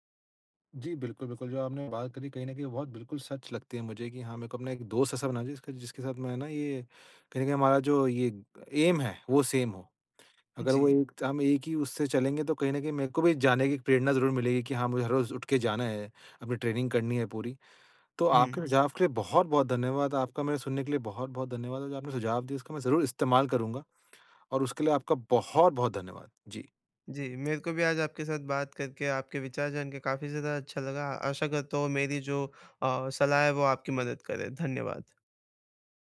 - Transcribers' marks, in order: in English: "ऐम"; in English: "सेम"; in English: "ट्रेनिंग"
- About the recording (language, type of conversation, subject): Hindi, advice, मैं अपनी ट्रेनिंग में प्रेरणा और प्रगति कैसे वापस ला सकता/सकती हूँ?